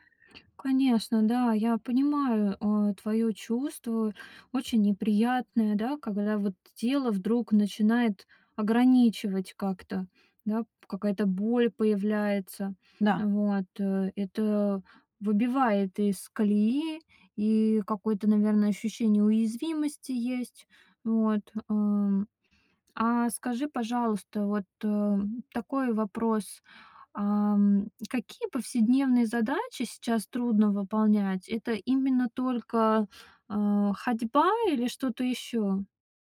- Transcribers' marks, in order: none
- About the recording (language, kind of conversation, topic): Russian, advice, Как внезапная болезнь или травма повлияла на ваши возможности?